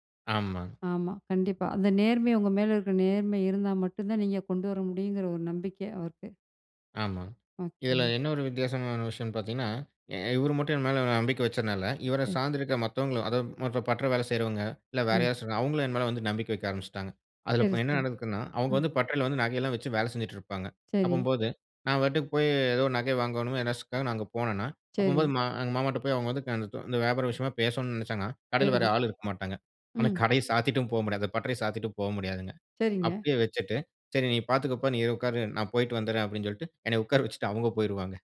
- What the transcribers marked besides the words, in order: other background noise; unintelligible speech
- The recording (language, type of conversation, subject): Tamil, podcast, நேர்மை நம்பிக்கைக்கு எவ்வளவு முக்கியம்?